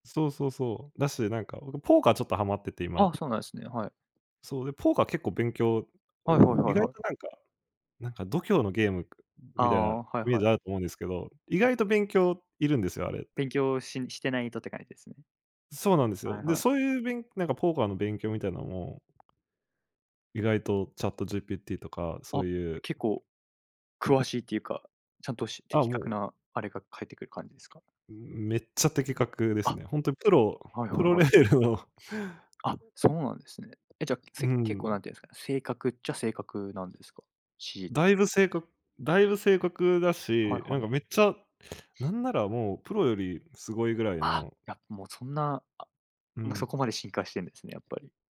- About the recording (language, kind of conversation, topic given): Japanese, podcast, 自分なりの勉強法はありますか？
- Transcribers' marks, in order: laughing while speaking: "プロレベルの"